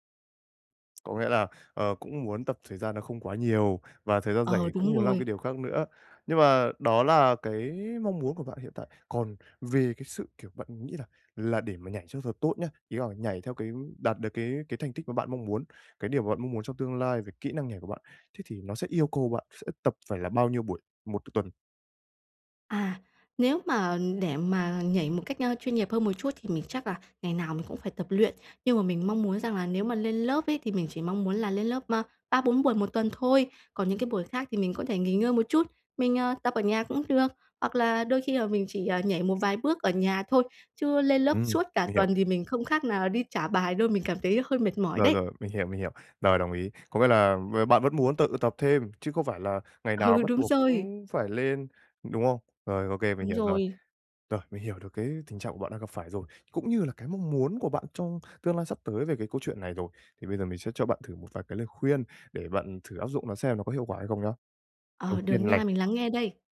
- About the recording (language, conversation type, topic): Vietnamese, advice, Làm sao để tìm thời gian cho sở thích cá nhân của mình?
- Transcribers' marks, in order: tapping; laughing while speaking: "Ừ"; "này" said as "lày"